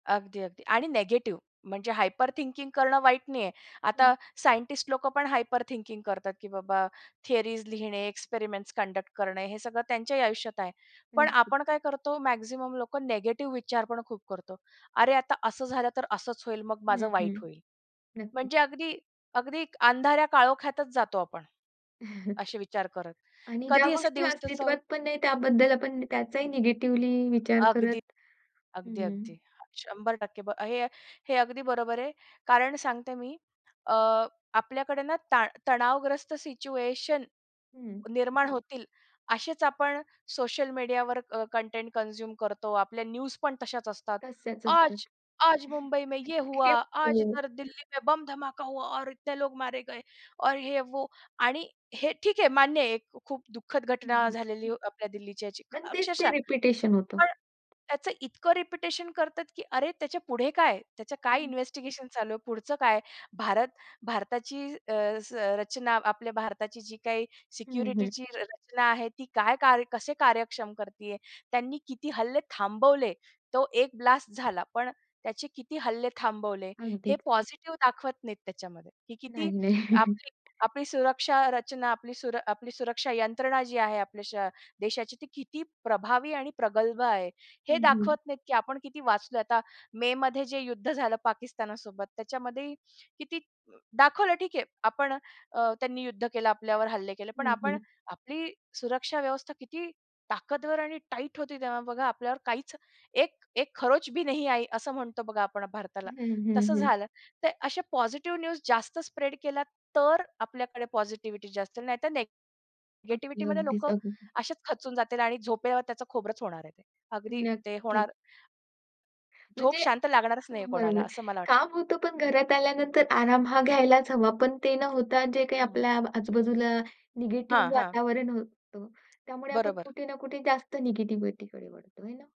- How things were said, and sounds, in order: in English: "हायपर थिंकिंग"; in English: "हायपर थिंकिंग"; in English: "कंडक्ट"; other background noise; chuckle; tapping; in English: "कन्झ्युम"; in English: "न्यूज"; in Hindi: "आज आज मुंबई में ये … और ये वो"; put-on voice: "आज आज मुंबई में ये … और ये वो"; chuckle; unintelligible speech; in English: "इन्व्हेस्टिगेशन"; laughing while speaking: "नाही"; chuckle; in Hindi: "एक एक खरोच भी"; in English: "न्यूज"
- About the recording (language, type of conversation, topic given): Marathi, podcast, दिवसभर काम करून घरी आल्यानंतर आराम कसा घ्यावा?